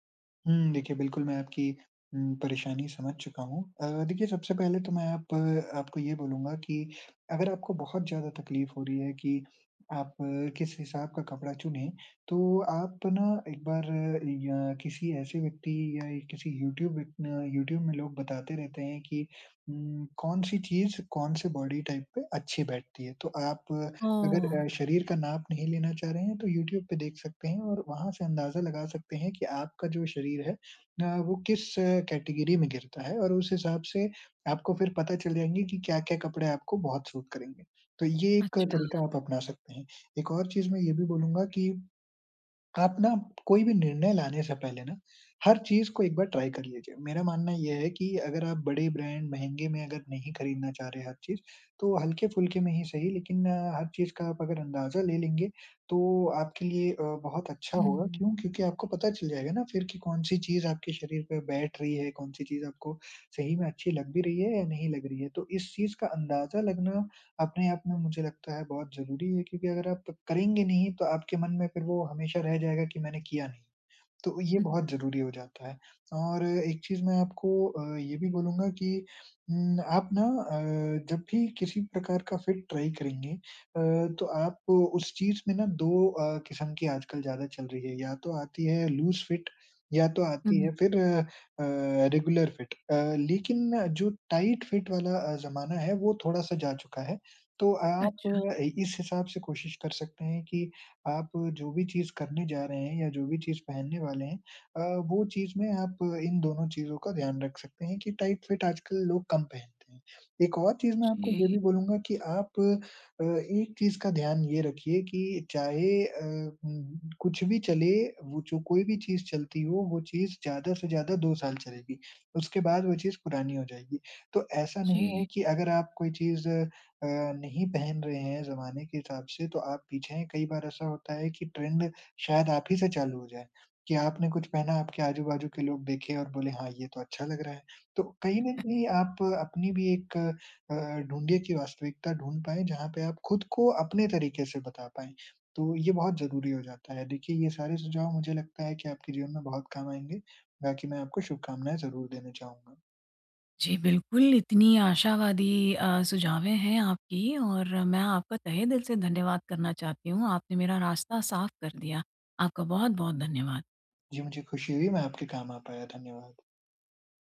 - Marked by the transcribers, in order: tapping; in English: "बॉडी टाइप"; in English: "कैटेगरी"; in English: "सूट"; in English: "ट्राई"; in English: "फिट ट्राई"; in English: "लूज़ फिट"; in English: "रेगुलर फिट"; in English: "टाइट फिट"; in English: "टाइट फिट"; in English: "ट्रेंड"
- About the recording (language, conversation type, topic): Hindi, advice, मैं सही साइज और फिट कैसे चुनूँ?